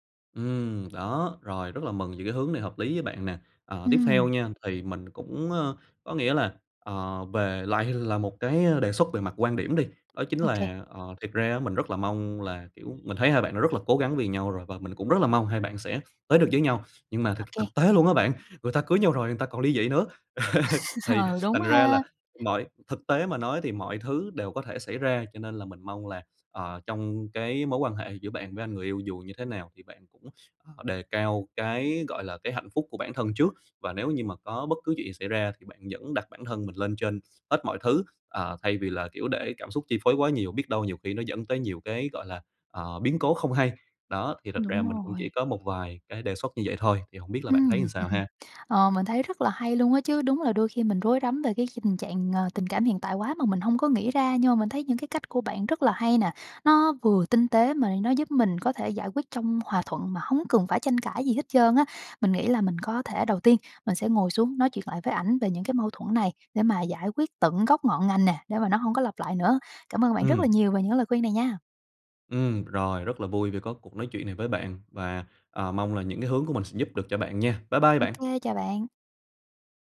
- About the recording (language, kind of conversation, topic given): Vietnamese, advice, Bạn và bạn đời nên thảo luận và ra quyết định thế nào về việc chuyển đi hay quay lại để tránh tranh cãi?
- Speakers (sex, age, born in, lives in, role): female, 25-29, Vietnam, Vietnam, user; male, 25-29, Vietnam, Vietnam, advisor
- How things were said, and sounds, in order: tapping; other background noise; laugh; laughing while speaking: "Ờ"; laugh